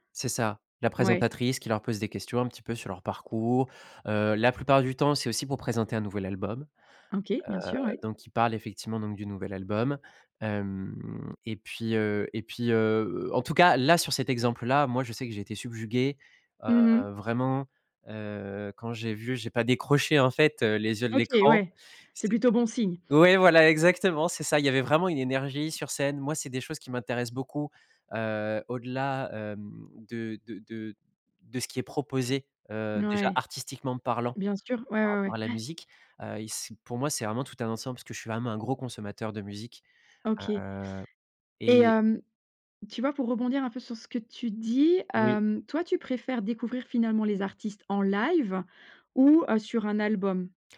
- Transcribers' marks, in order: tapping; stressed: "dis"
- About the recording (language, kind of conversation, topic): French, podcast, Comment trouvez-vous de nouvelles musiques en ce moment ?